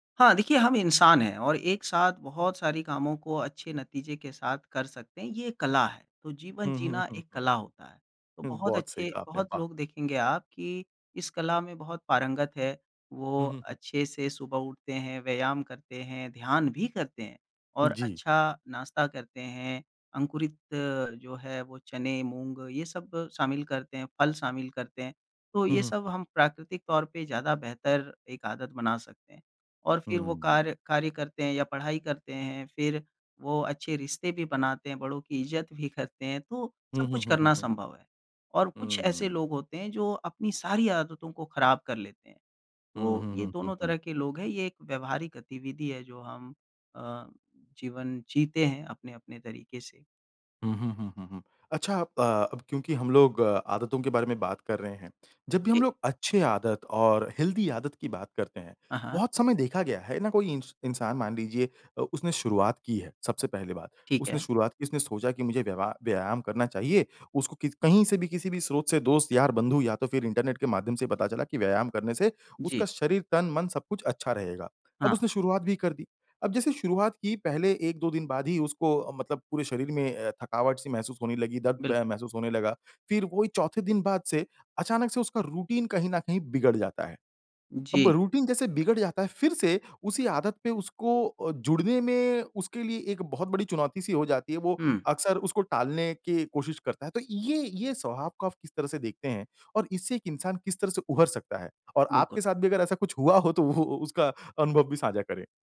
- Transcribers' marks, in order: tapping; in English: "हेल्दी"; in English: "रूटीन"; in English: "रूटीन"; laughing while speaking: "तो वो उसका"
- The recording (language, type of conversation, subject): Hindi, podcast, नई स्वस्थ आदत शुरू करने के लिए आपका कदम-दर-कदम तरीका क्या है?